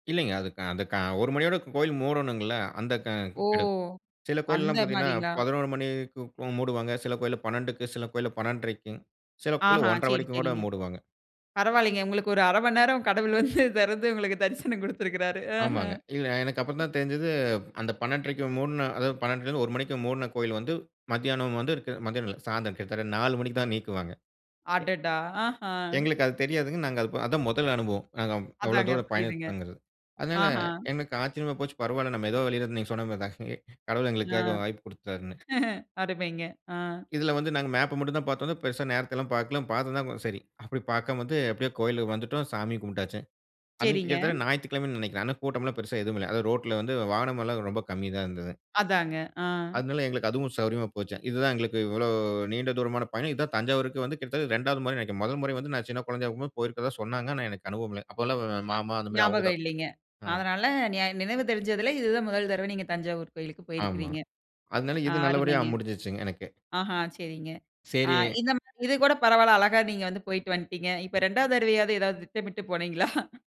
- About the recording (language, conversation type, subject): Tamil, podcast, சுற்றுலாவின் போது வழி தவறி அலைந்த ஒரு சம்பவத்தைப் பகிர முடியுமா?
- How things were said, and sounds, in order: laughing while speaking: "கடவுள் வந்து தேறந்து உங்களுக்கு தரிசனம் குடுத்திருக்கிறாரு. அஹா"; other noise; chuckle; laughing while speaking: "அப்படி"; laughing while speaking: "போனீங்களா?"